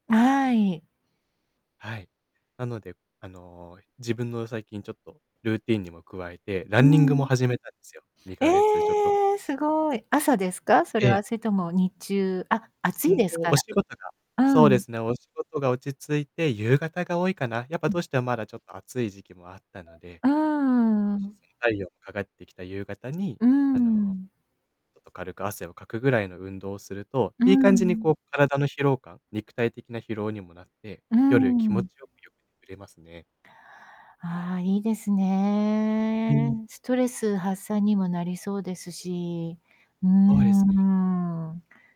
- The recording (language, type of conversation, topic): Japanese, podcast, 睡眠の質を上げるには、どんな工夫が効果的だと思いますか？
- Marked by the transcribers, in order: static; distorted speech; other background noise; drawn out: "ね"; drawn out: "うーん"